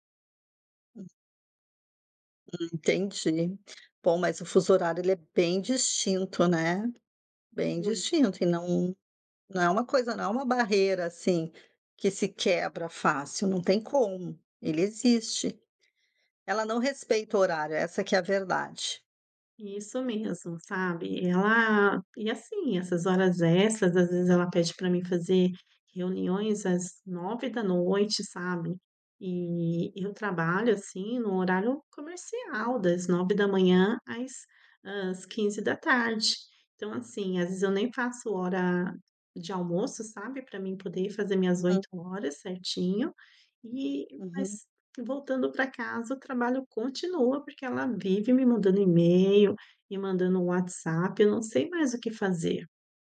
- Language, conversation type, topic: Portuguese, advice, Como posso definir limites para e-mails e horas extras?
- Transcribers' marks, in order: none